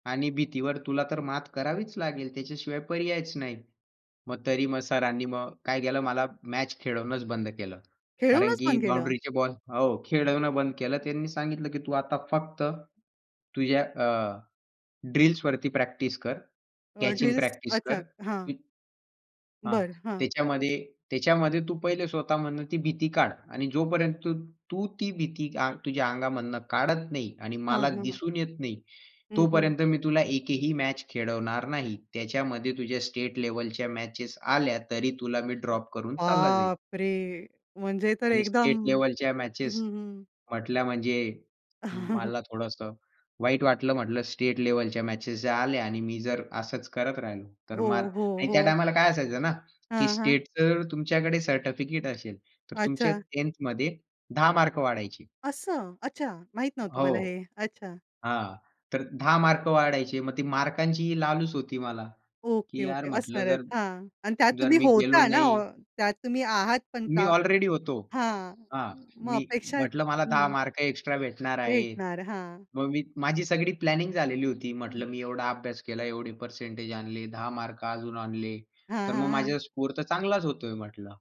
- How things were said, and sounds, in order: tapping; in English: "ड्रिल्सवरती"; in English: "ड्रिल्स"; other background noise; surprised: "बापरे! म्हणजे तर एकदम"; chuckle
- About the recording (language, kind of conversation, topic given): Marathi, podcast, भीतीवर मात करायची असेल तर तुम्ही काय करता?